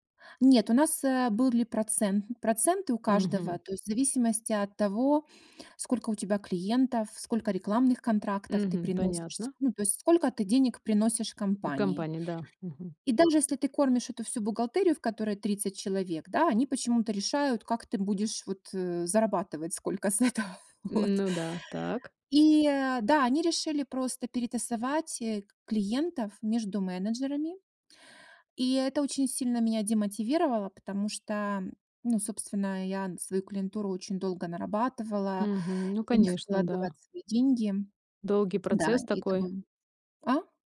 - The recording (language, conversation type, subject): Russian, podcast, Что важнее: деньги или интерес к работе?
- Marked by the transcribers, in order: tapping; laughing while speaking: "сколько с этого. Вот"